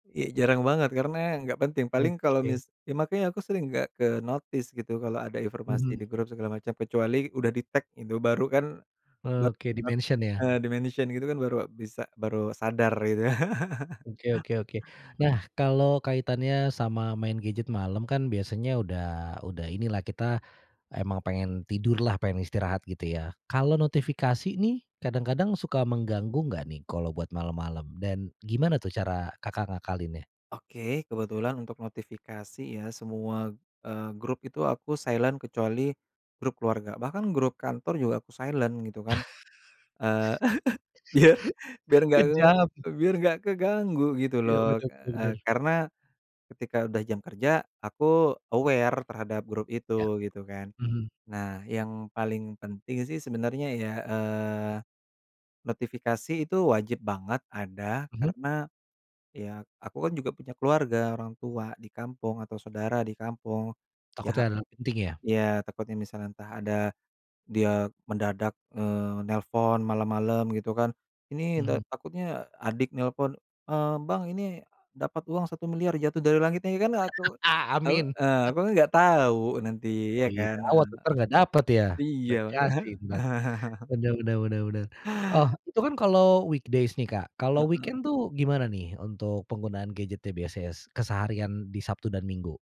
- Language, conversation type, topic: Indonesian, podcast, Biasanya kamu pakai gawai sampai jam berapa setiap malam, dan kenapa begitu?
- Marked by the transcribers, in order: in English: "ke-notice"; in English: "di-mention"; unintelligible speech; in English: "di-mention"; chuckle; in English: "silent"; chuckle; in English: "silent"; chuckle; laughing while speaking: "biar"; other background noise; in English: "aware"; laugh; chuckle; chuckle; in English: "weekdays"; in English: "weekend"